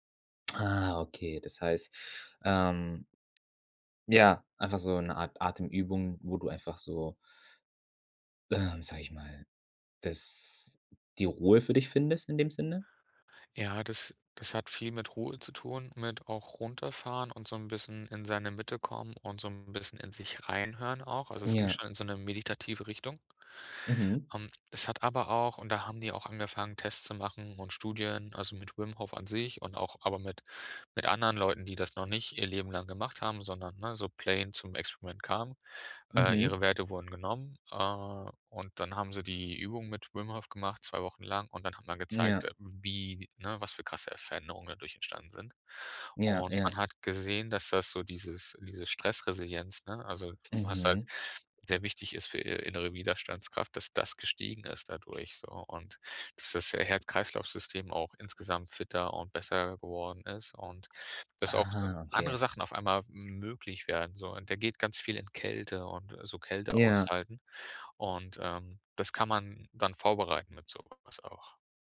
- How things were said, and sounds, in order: in English: "plain"; other background noise
- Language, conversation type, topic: German, podcast, Welche Gewohnheit stärkt deine innere Widerstandskraft?